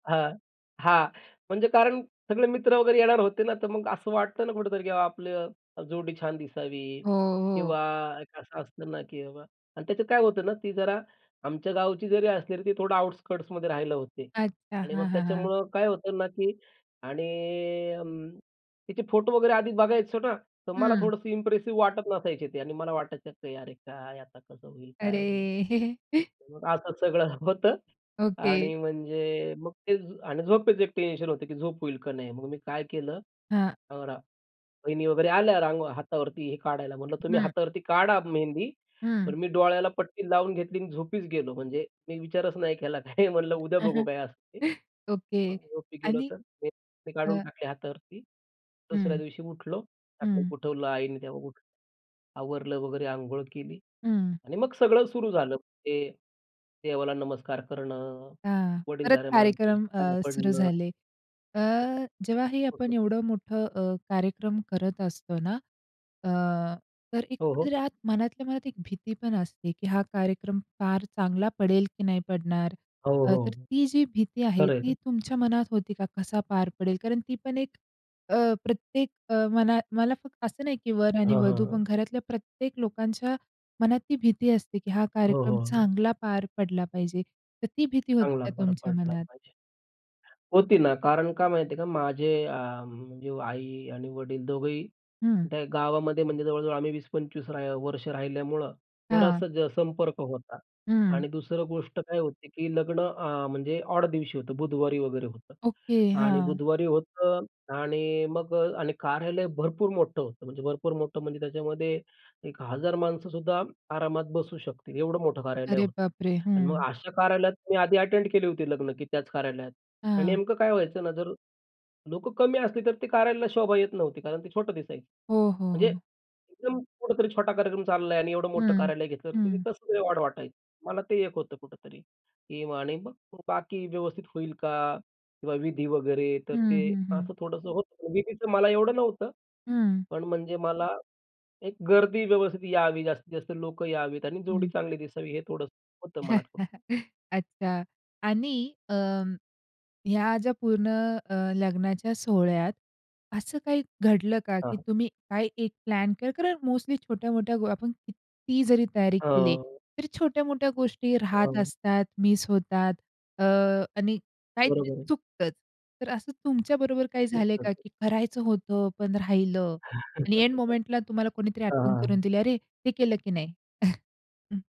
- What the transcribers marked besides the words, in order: in English: "आउटस्कर्ट्समध्ये"; in English: "इप्रेसिव्ह"; chuckle; tapping; chuckle; other background noise; chuckle; other noise; unintelligible speech; in English: "अटेंड"; chuckle; unintelligible speech; in English: "मोमेंटला"; chuckle; chuckle
- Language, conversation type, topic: Marathi, podcast, लग्नाचा दिवस तुमच्यासाठी कसा गेला?